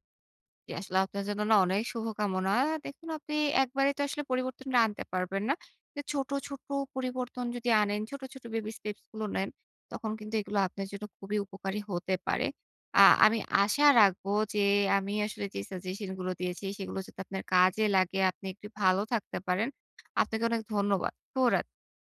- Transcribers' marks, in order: in English: "বেবি স্টেপস"
- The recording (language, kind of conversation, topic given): Bengali, advice, কাজ শেষ হলেও আমার সন্তুষ্টি আসে না এবং আমি সব সময় বদলাতে চাই—এটা কেন হয়?